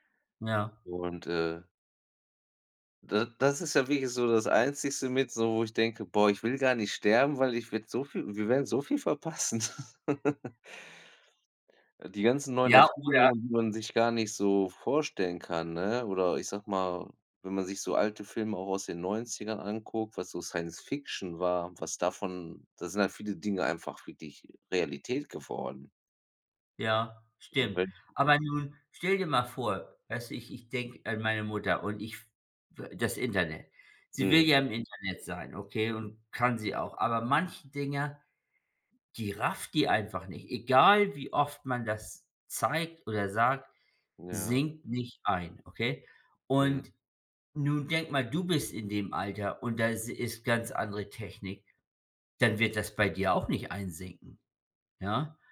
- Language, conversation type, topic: German, unstructured, Welche wissenschaftliche Entdeckung findest du am faszinierendsten?
- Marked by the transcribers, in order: chuckle; other background noise